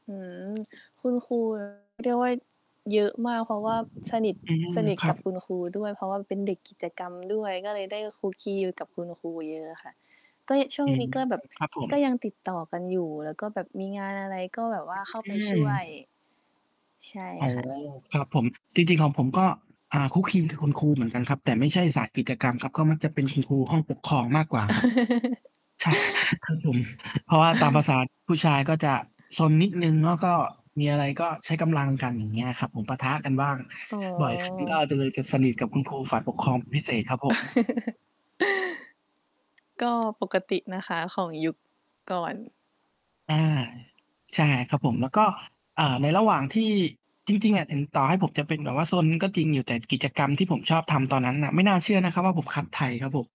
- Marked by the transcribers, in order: static; distorted speech; wind; tapping; laugh; inhale; chuckle; background speech; laugh; other background noise
- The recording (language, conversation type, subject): Thai, unstructured, สถานที่ไหนที่คุณคิดว่าเป็นความทรงจำที่ดี?